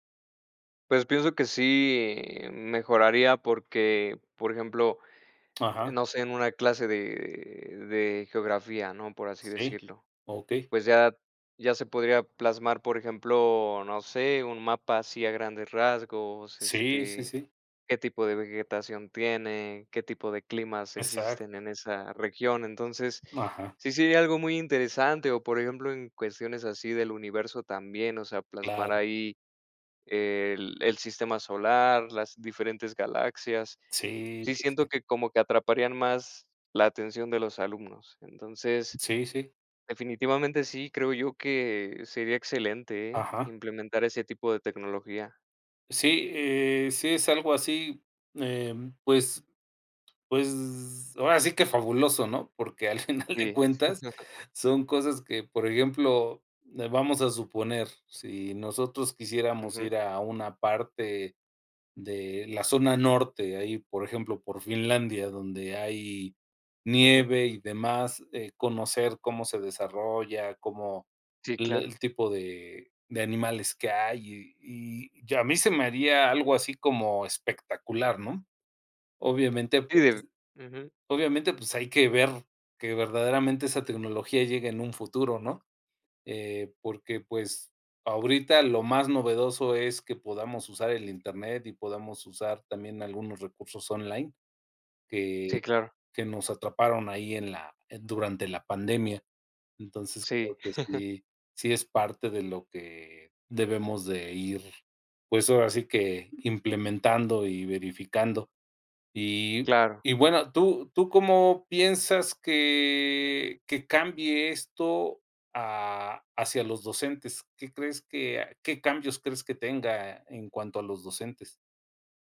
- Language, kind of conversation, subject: Spanish, unstructured, ¿Crees que las escuelas deberían usar más tecnología en clase?
- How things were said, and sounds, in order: drawn out: "de"; tapping; other background noise; laughing while speaking: "final de"; chuckle; unintelligible speech; chuckle; drawn out: "que"